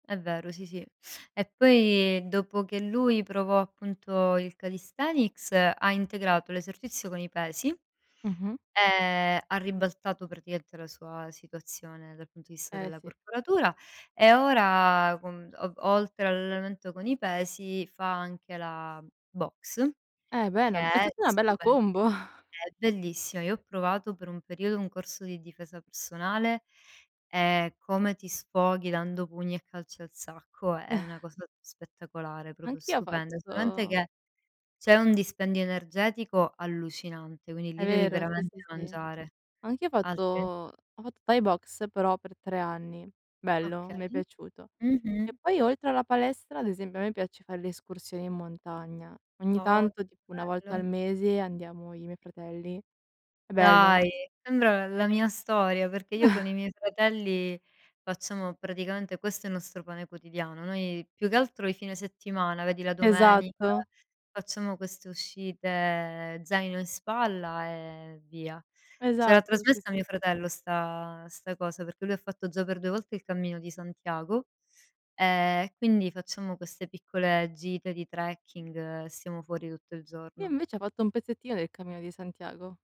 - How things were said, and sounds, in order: "praticamente" said as "pratimente"; drawn out: "ora"; laughing while speaking: "combo"; chuckle; "proprio" said as "propio"; drawn out: "fatto"; chuckle; drawn out: "e"
- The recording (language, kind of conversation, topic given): Italian, unstructured, Come ti tieni in forma durante la settimana?